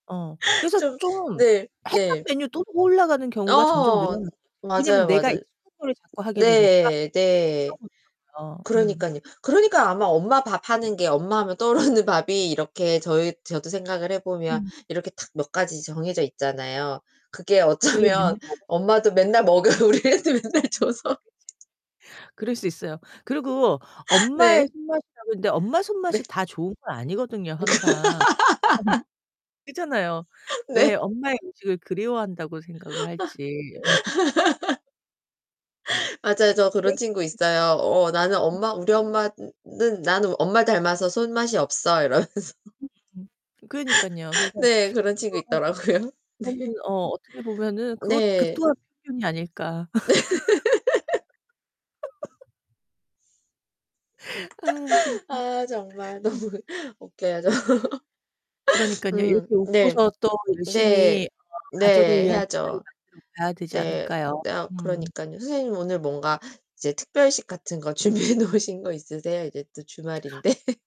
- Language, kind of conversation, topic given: Korean, unstructured, 가족과 함께 식사할 때 가장 좋은 점은 무엇인가요?
- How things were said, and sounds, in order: static; distorted speech; other background noise; unintelligible speech; laughing while speaking: "떠오르는"; laughing while speaking: "어쩌면"; unintelligible speech; laughing while speaking: "먹여 우리 애한테 맨날 줘서"; laugh; laugh; laughing while speaking: "네"; laugh; laugh; unintelligible speech; laughing while speaking: "이러면서"; laugh; laughing while speaking: "있더라고요. 네"; laughing while speaking: "네"; laugh; laughing while speaking: "아, 진짜"; laughing while speaking: "너무 웃겨요, 저"; laughing while speaking: "준비해 놓으신 거"; laugh